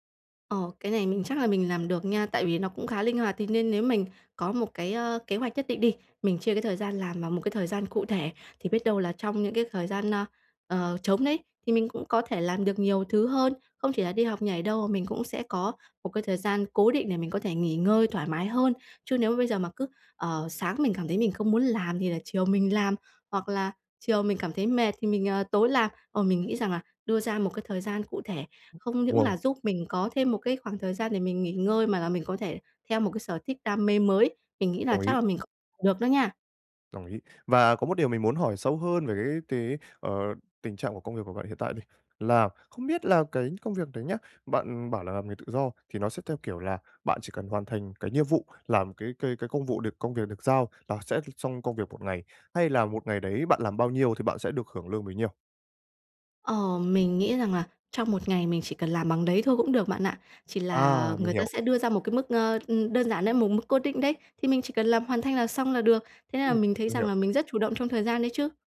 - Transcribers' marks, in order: tapping; other background noise
- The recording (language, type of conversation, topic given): Vietnamese, advice, Làm sao để tìm thời gian cho sở thích cá nhân của mình?